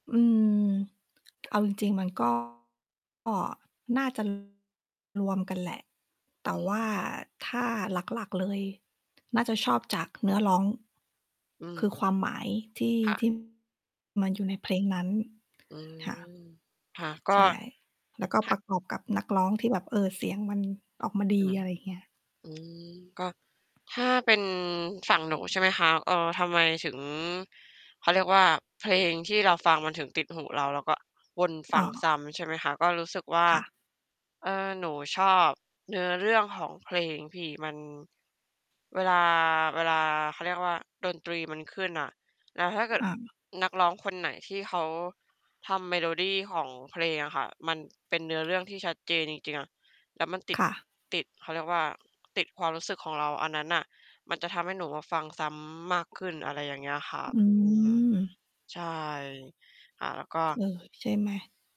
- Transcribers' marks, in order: tapping; distorted speech; other background noise; static
- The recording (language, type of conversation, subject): Thai, unstructured, ทำไมบางเพลงถึงติดหูและทำให้เราฟังซ้ำได้ไม่เบื่อ?